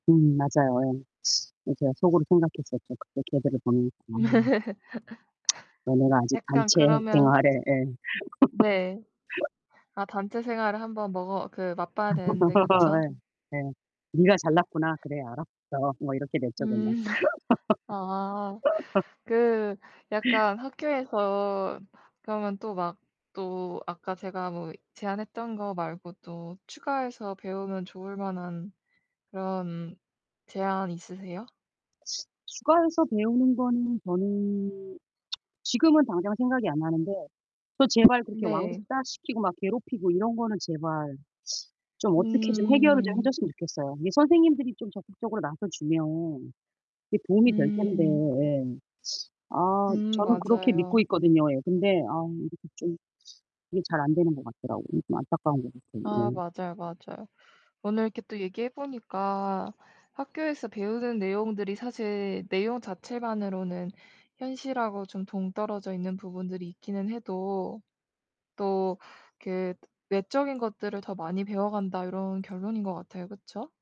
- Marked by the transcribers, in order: static; laugh; other background noise; tsk; laugh; laugh; laughing while speaking: "음"; laugh; tsk; tapping
- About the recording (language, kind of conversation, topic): Korean, unstructured, 학교에서 배우는 내용이 현실 생활에 어떻게 도움이 되나요?